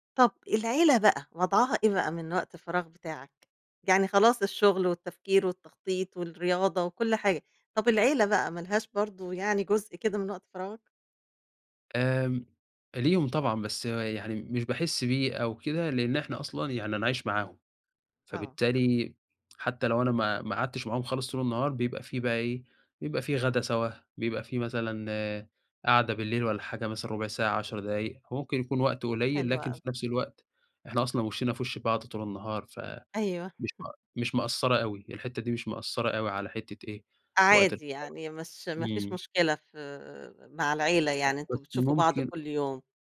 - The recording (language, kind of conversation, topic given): Arabic, podcast, إزاي بتخلي وقت فراغك يبقى فعلاً محسوب ومفيد؟
- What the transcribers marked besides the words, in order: chuckle; unintelligible speech